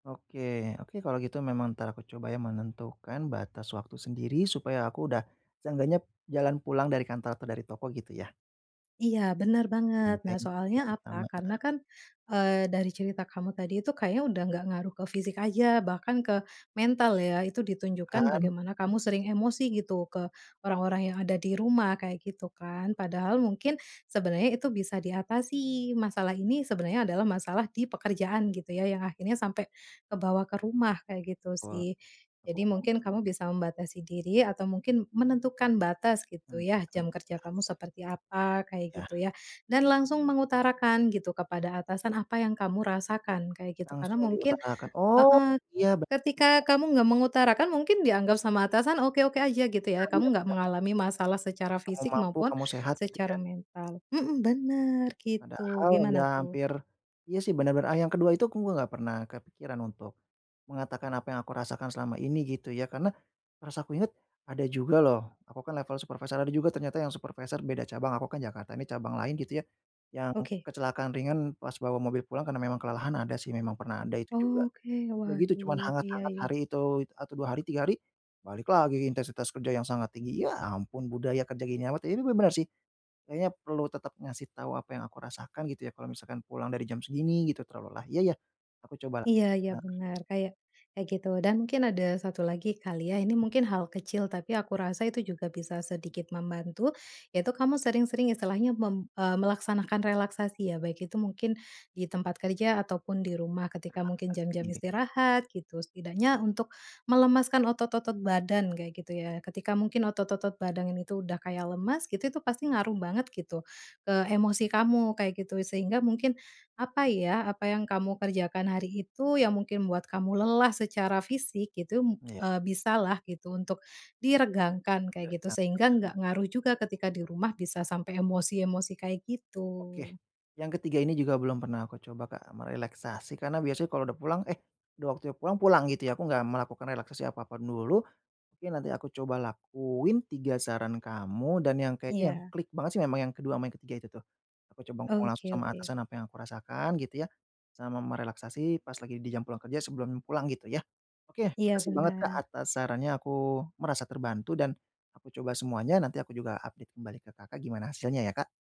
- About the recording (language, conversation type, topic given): Indonesian, advice, Bagaimana cara memprioritaskan kesehatan saya daripada terus mengejar pencapaian di tempat kerja?
- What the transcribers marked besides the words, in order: other background noise; in English: "update"